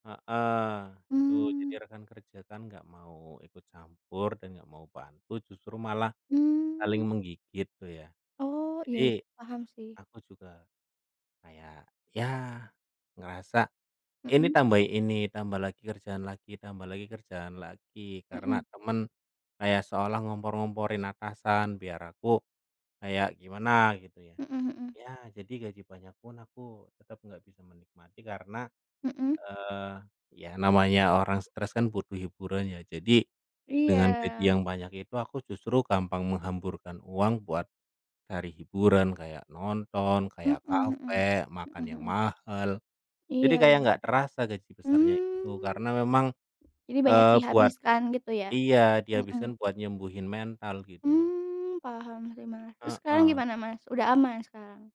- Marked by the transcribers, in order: other background noise
- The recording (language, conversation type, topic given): Indonesian, unstructured, Apa yang paling kamu nikmati dari rekan kerjamu?
- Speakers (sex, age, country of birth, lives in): female, 25-29, Indonesia, Indonesia; male, 30-34, Indonesia, Indonesia